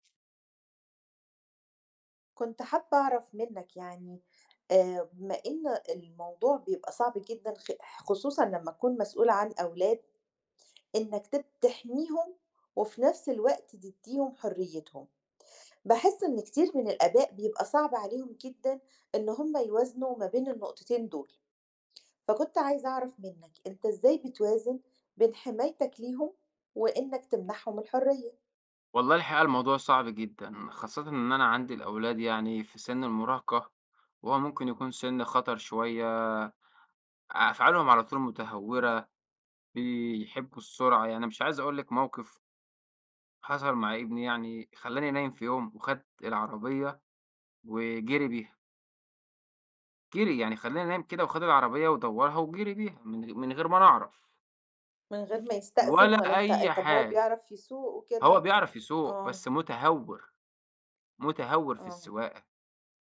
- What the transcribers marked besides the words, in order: none
- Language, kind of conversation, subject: Arabic, podcast, إزاي بتوازن بين إنك تحمي اللي قدامك وإنك تديه مساحة حرية؟